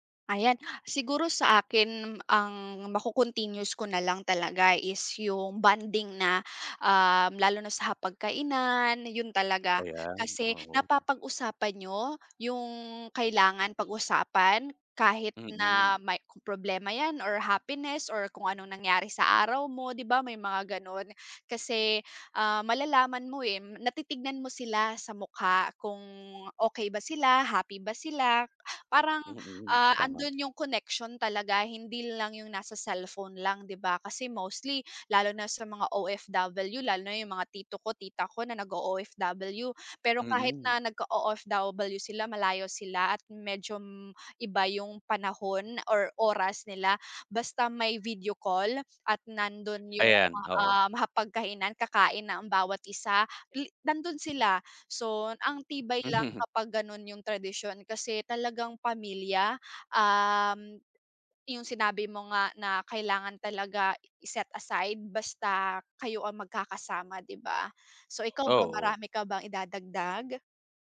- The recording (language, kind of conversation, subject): Filipino, unstructured, Ano ang paborito mong tradisyon kasama ang pamilya?
- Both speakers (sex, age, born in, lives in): female, 25-29, Philippines, Philippines; male, 30-34, Philippines, Philippines
- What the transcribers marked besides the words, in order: tapping